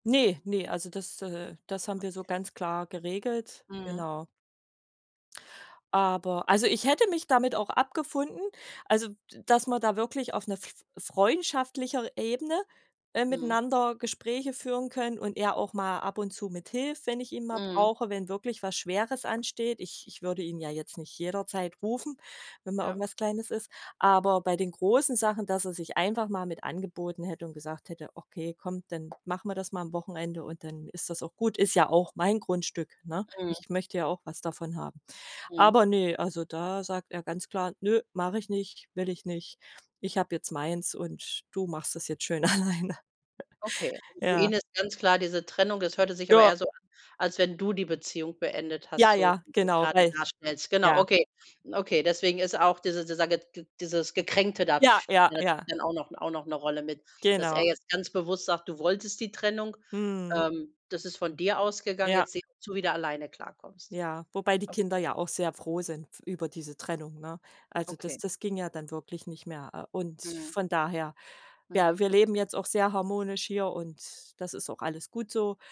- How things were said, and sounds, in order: other background noise; laughing while speaking: "alleine"; chuckle
- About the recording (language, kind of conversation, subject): German, advice, Wie können wir nach der Trennung die gemeinsame Wohnung und unseren Besitz fair aufteilen?